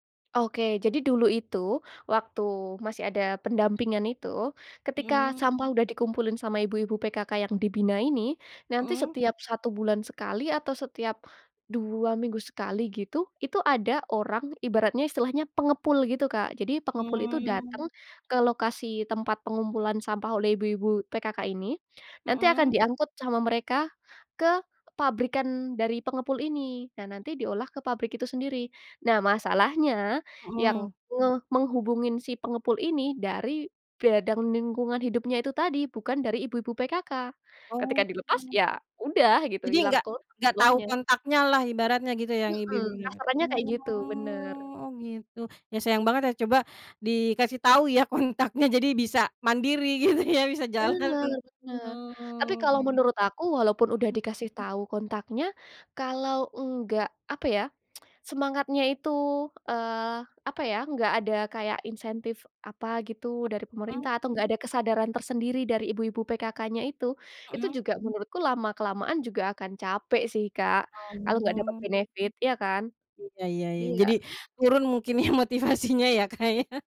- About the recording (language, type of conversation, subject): Indonesian, podcast, Apa pandanganmu tentang sampah plastik di sekitar kita?
- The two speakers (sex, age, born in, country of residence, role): female, 20-24, Indonesia, Indonesia, guest; female, 30-34, Indonesia, Indonesia, host
- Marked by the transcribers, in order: "badan" said as "badang"; drawn out: "oh"; laughing while speaking: "kontaknya"; laughing while speaking: "gitu, ya, bisa jalan"; tsk; in English: "benefit"; laughing while speaking: "ya, motivasinya, ya, Kak, ya"